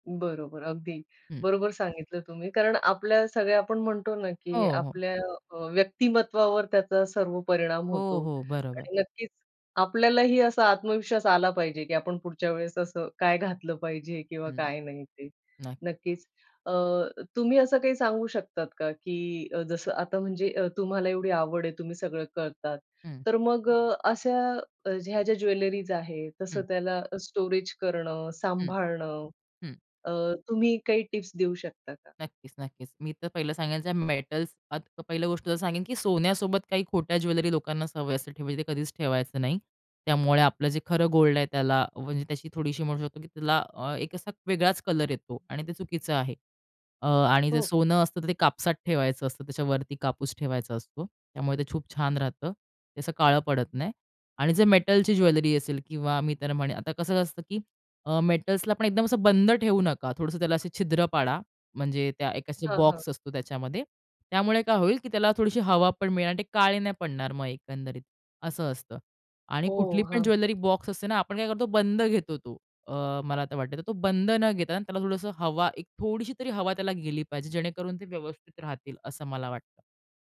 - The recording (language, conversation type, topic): Marathi, podcast, जास्त दागिने घालावेत की एकच खास दागिना निवडून साधेपणा ठेवावा?
- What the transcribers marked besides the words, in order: tapping; other noise; in English: "मेटल्स"; in English: "मेटलची"; in English: "मेटल्सला"; in English: "ज्वेलरी बॉक्स"